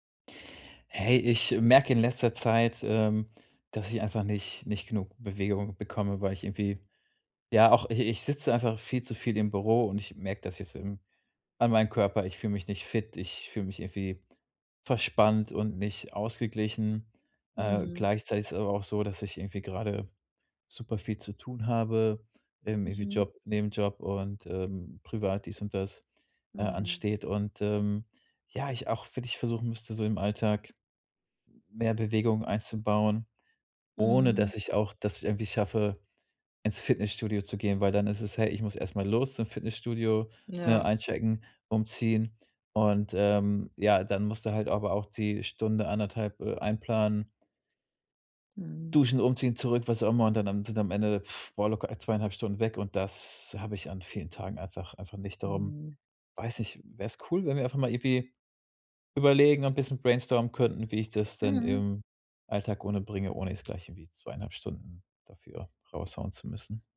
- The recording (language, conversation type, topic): German, advice, Wie kann ich im Alltag mehr Bewegung einbauen, ohne ins Fitnessstudio zu gehen?
- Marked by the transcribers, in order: other background noise